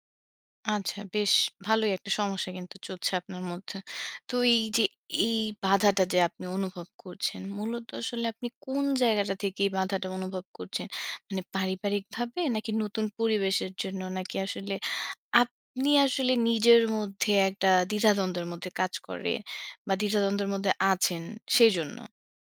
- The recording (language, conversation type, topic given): Bengali, advice, কর্মস্থলে মিশে যাওয়া ও নেটওয়ার্কিংয়ের চাপ কীভাবে সামলাব?
- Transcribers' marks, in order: none